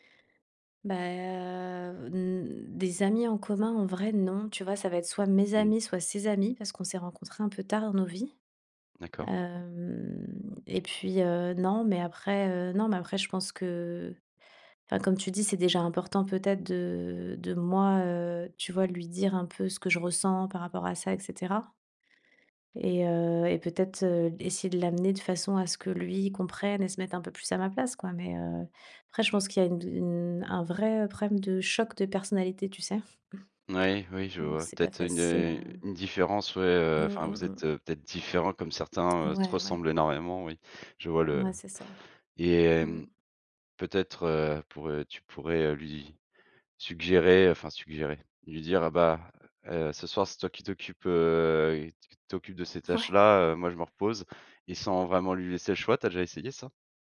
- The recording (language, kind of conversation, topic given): French, advice, Comment puis-je simplifier ma vie et réduire le chaos au quotidien ?
- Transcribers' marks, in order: drawn out: "Bah"; drawn out: "Hem"; laughing while speaking: "Ouais"